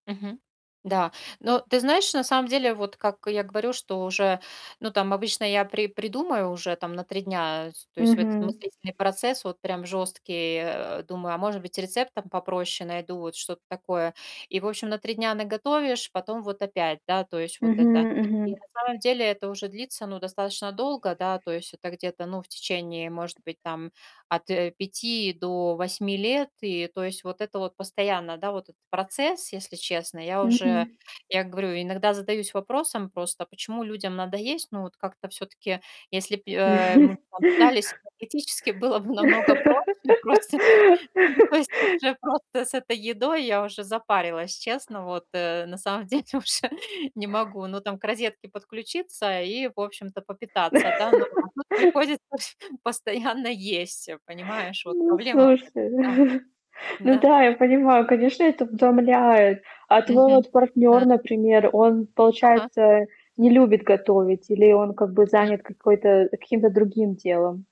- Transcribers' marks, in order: distorted speech; tapping; chuckle; laugh; other background noise; laughing while speaking: "уже"; laugh; laughing while speaking: "приходится"; chuckle; other noise
- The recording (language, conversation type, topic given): Russian, advice, Как мне мотивировать себя на выполнение простых бытовых дел?